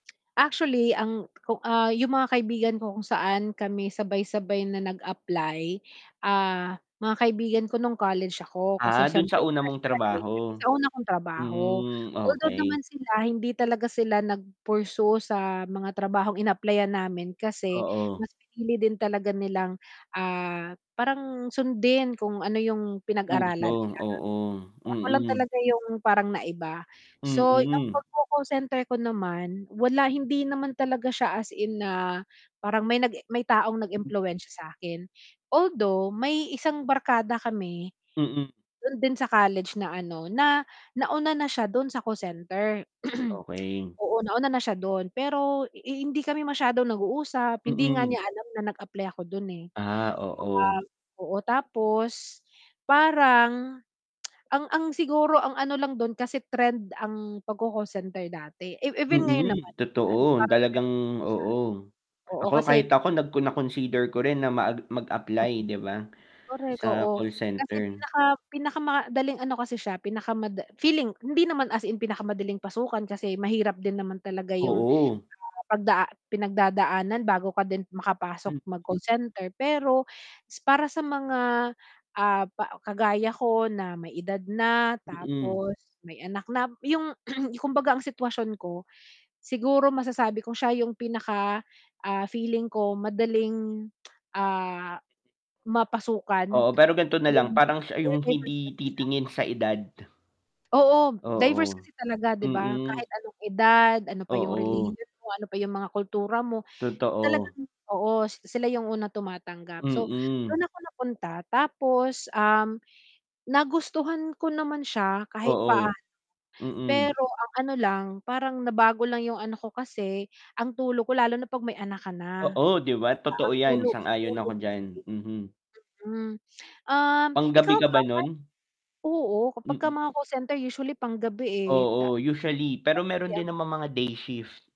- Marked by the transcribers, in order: tapping; static; distorted speech; throat clearing; tsk; unintelligible speech; mechanical hum; throat clearing; tsk; unintelligible speech; unintelligible speech; unintelligible speech
- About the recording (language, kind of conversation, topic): Filipino, unstructured, Paano ka nagdedesisyon sa pagpili ng karera?